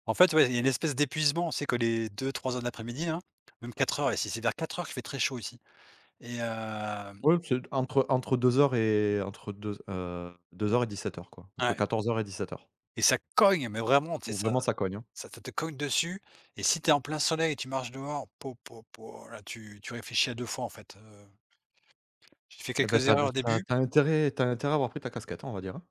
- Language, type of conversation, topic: French, unstructured, Que dirais-tu à quelqu’un qui pense ne pas avoir le temps de faire du sport ?
- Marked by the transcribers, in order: stressed: "cogne"; tapping